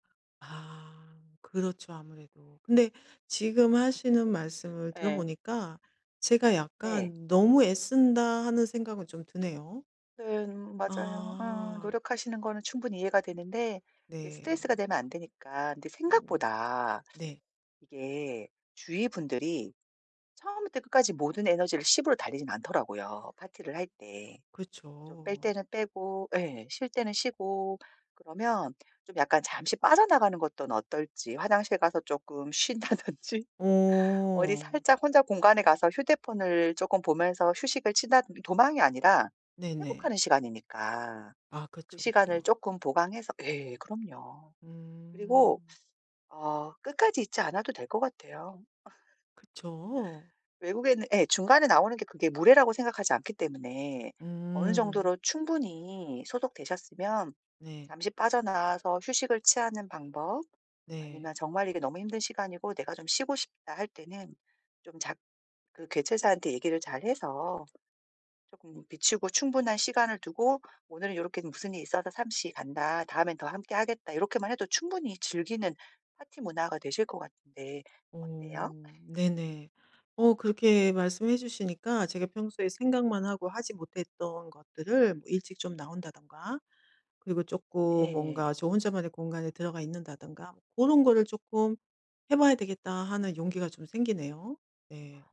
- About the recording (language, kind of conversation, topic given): Korean, advice, 파티에서 다른 사람들과 잘 어울리지 못할 때 어떻게 하면 좋을까요?
- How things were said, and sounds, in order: other background noise; laugh; tapping; laughing while speaking: "쉰다든지"; teeth sucking; laugh; "소통되셨으면" said as "소독되셨으면"; laugh